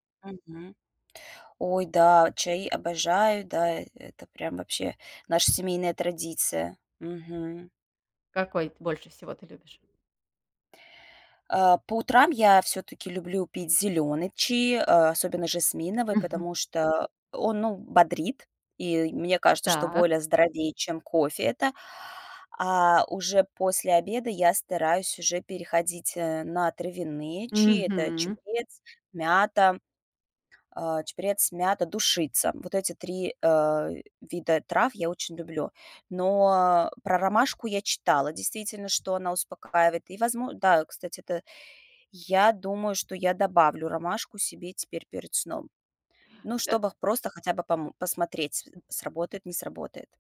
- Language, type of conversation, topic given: Russian, advice, Мешают ли вам гаджеты и свет экрана по вечерам расслабиться и заснуть?
- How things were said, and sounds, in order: other background noise; tapping